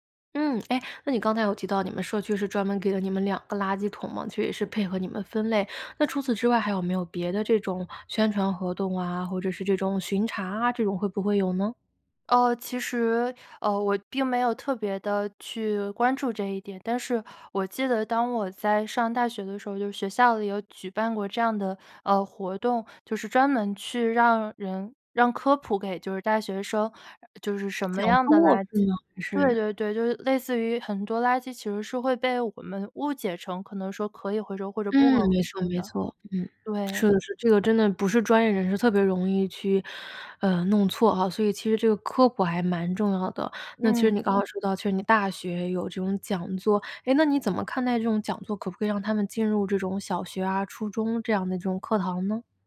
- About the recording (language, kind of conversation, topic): Chinese, podcast, 你家是怎么做垃圾分类的？
- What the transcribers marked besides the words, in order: other background noise